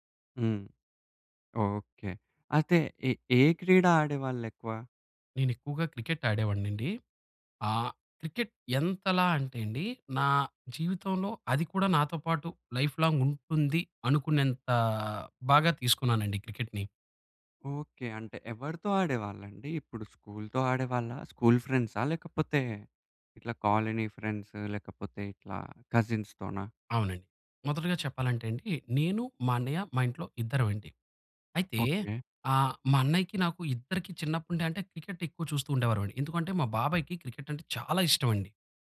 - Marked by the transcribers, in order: in English: "లైఫ్‌లాంగ్"; in English: "స్కూల్"; in English: "కజిన్స్"
- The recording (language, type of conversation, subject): Telugu, podcast, నువ్వు చిన్నప్పుడే ఆసక్తిగా నేర్చుకుని ఆడడం మొదలుపెట్టిన క్రీడ ఏదైనా ఉందా?